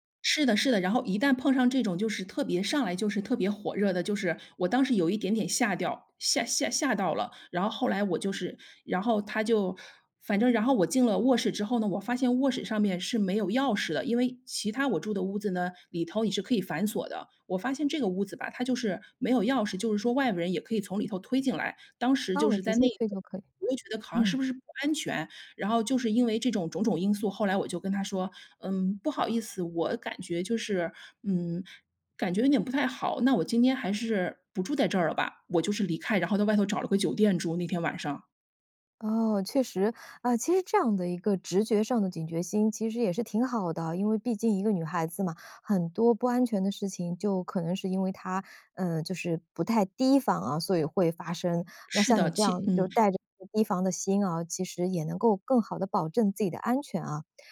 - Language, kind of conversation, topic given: Chinese, podcast, 一个人旅行时，怎么认识新朋友？
- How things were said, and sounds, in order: other background noise